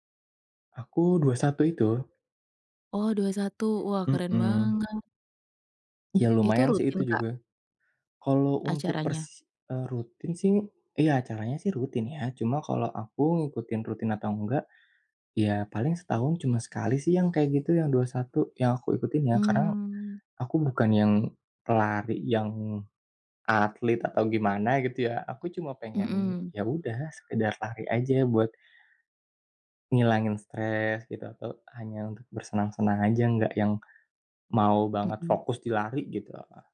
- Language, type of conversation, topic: Indonesian, podcast, Bagaimana kamu mengatur waktu antara pekerjaan dan hobi?
- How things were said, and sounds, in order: other background noise